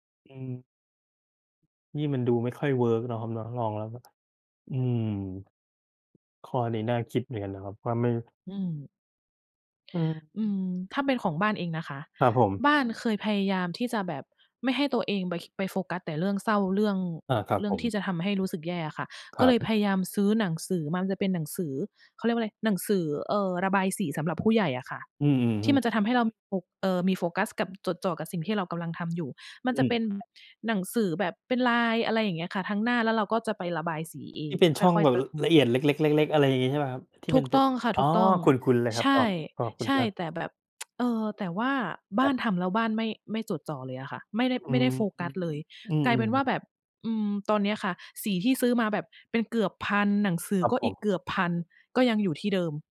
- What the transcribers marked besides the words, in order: in English: "work"; tapping; other background noise; tsk
- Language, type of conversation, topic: Thai, unstructured, คุณรับมือกับความเศร้าอย่างไร?